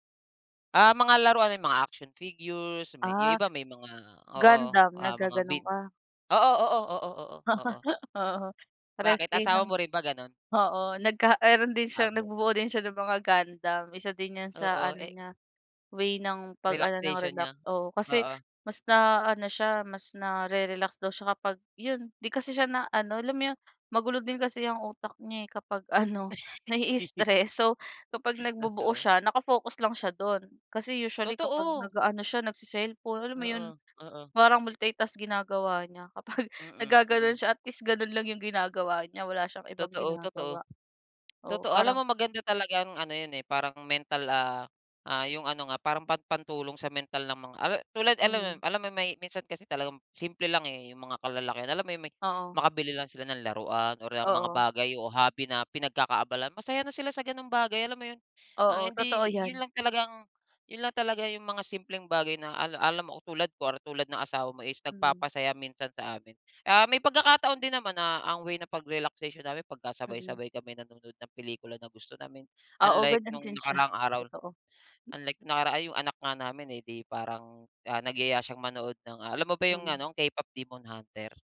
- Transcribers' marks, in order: laugh; laughing while speaking: "Oo"; unintelligible speech; tapping; laughing while speaking: "kapag"; laughing while speaking: "siya"
- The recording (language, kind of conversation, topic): Filipino, unstructured, Ano ang paborito mong paraan para makapagpahinga pagkatapos ng trabaho o eskwela?